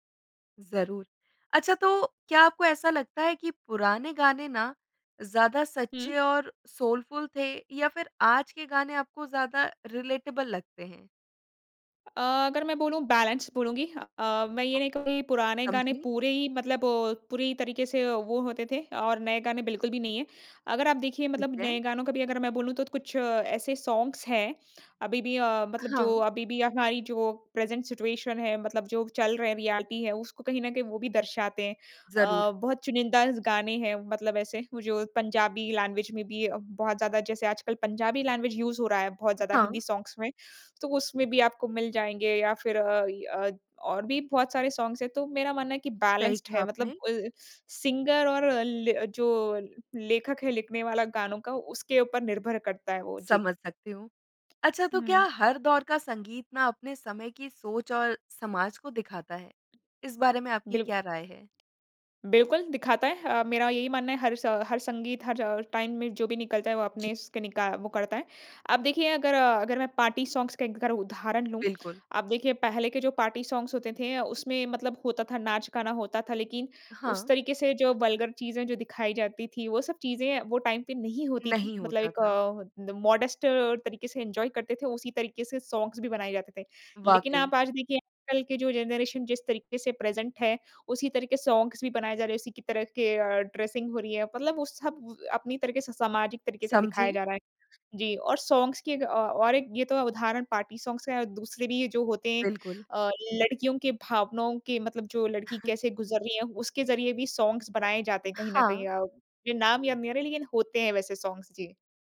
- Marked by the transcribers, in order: in English: "सोलफ़ुल"; in English: "रिलेटेबल"; in English: "बैलेंस"; unintelligible speech; in English: "सॉन्ग्स"; in English: "प्रेज़ेन्ट सिचुएशन"; in English: "रियलिटी"; in English: "लैंग्वेज"; in English: "लैंग्वेज यूज़"; other background noise; in English: "सॉन्ग्स"; in English: "सॉन्ग्स"; in English: "बैलेन्स्ड"; in English: "सिंगर"; in English: "टाइम"; in English: "पार्टी सॉन्ग्स"; in English: "पार्टी सॉन्ग्स"; in English: "वल्गर"; in English: "टाइम"; in English: "द मॉडेस्ट"; in English: "इन्जॉय"; in English: "सॉन्ग्स"; in English: "जनरेशन"; in English: "प्रेज़ेन्ट"; in English: "सॉन्ग्स"; in English: "ड्रेसिंग"; in English: "सॉन्ग्स"; in English: "पार्टी सॉन्ग्स"; chuckle; in English: "सॉन्ग्स"; in English: "सॉन्ग्स"
- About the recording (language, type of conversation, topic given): Hindi, podcast, साझा प्लेलिस्ट में पुराने और नए गानों का संतुलन कैसे रखते हैं?